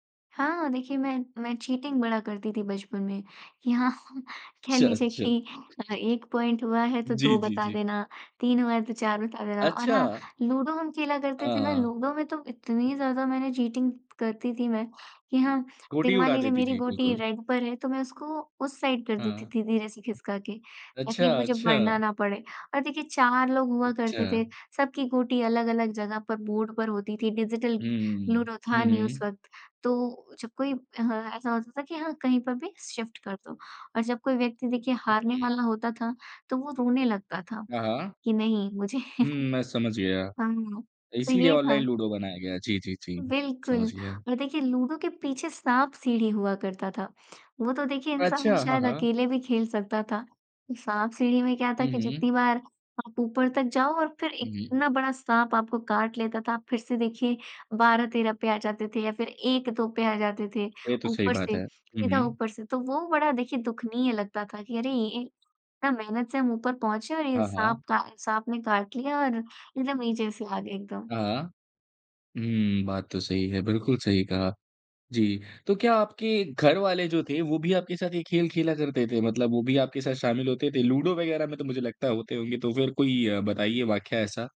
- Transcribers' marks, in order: in English: "चीटिंग"; laughing while speaking: "कि हाँ, कह लीजिए कि अ, एक"; in English: "पॉइंट"; tapping; in English: "चीटिंग"; in English: "रेड"; in English: "साइड"; in English: "बोर्ड"; in English: "शिफ़्ट"; laughing while speaking: "मुझे"
- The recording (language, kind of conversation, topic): Hindi, podcast, बचपन में आपका सबसे पसंदीदा खेल कौन सा था?